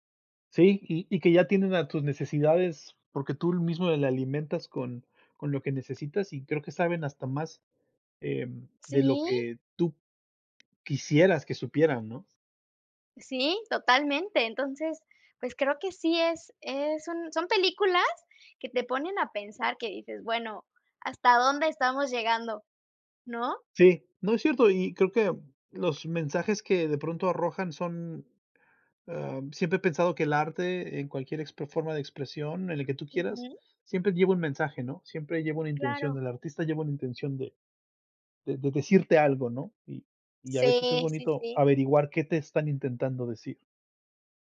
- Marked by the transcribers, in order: tapping
- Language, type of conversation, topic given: Spanish, unstructured, ¿Cuál es tu película favorita y por qué te gusta tanto?